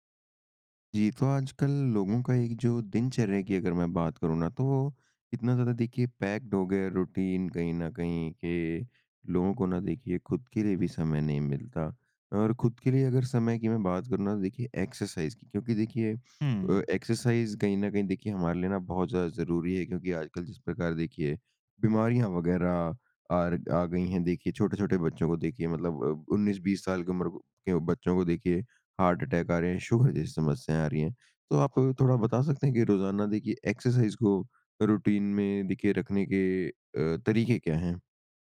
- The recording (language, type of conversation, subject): Hindi, podcast, रोज़ाना व्यायाम को अपनी दिनचर्या में बनाए रखने का सबसे अच्छा तरीका क्या है?
- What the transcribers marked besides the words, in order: in English: "पैक्ड"; in English: "रूटीन"; in English: "एक्सरसाइज़"; in English: "एक्सरसाइज़"; in English: "हार्ट-अटैक"; in English: "एक्सरसाइज़"; in English: "रूटीन"